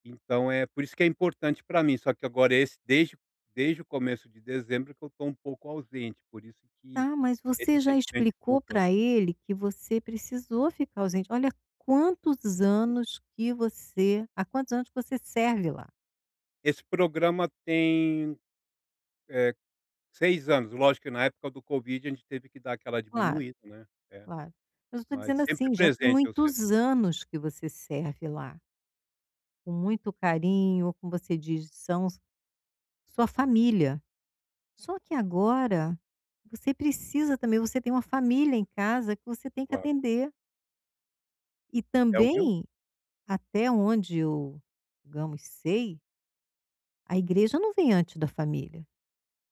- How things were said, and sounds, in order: other background noise
- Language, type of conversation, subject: Portuguese, advice, Como posso lidar com a desaprovação dos outros em relação às minhas escolhas?